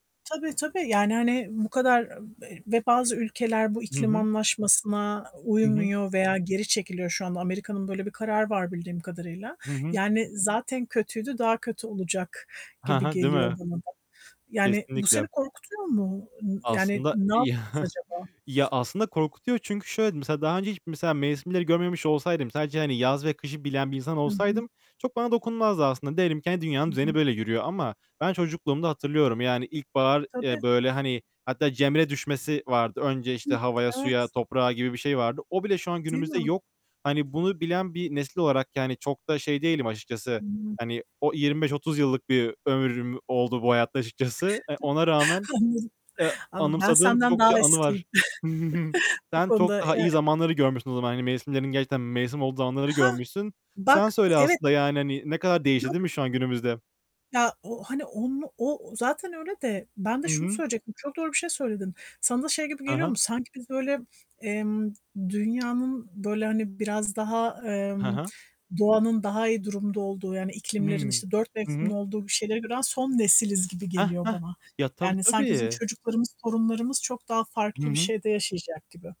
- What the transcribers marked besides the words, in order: other background noise; distorted speech; chuckle; laughing while speaking: "Anladım"; chuckle; tapping
- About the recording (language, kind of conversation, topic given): Turkish, unstructured, Sizce iklim değişikliğini yeterince ciddiye alıyor muyuz?